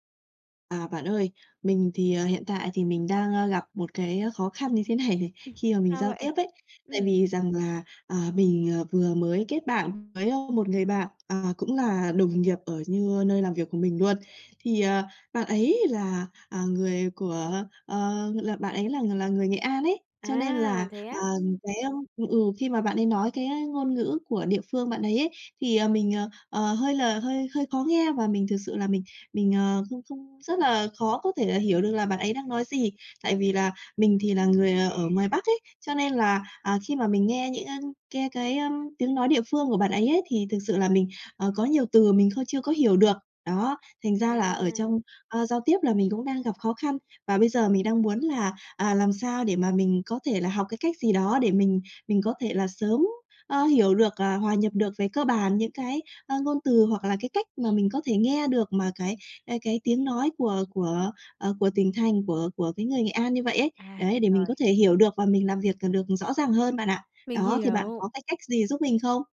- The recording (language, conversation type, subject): Vietnamese, advice, Bạn gặp những khó khăn gì khi giao tiếp hằng ngày do rào cản ngôn ngữ?
- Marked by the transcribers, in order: tapping; laughing while speaking: "này này"; other background noise